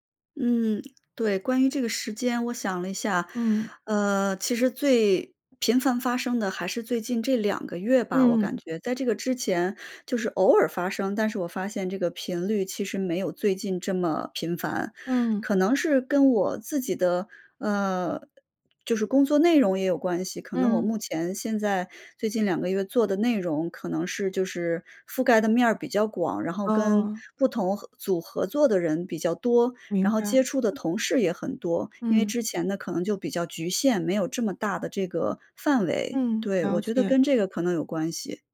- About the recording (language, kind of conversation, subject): Chinese, advice, 我总是很难拒绝额外任务，结果感到职业倦怠，该怎么办？
- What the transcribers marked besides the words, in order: other noise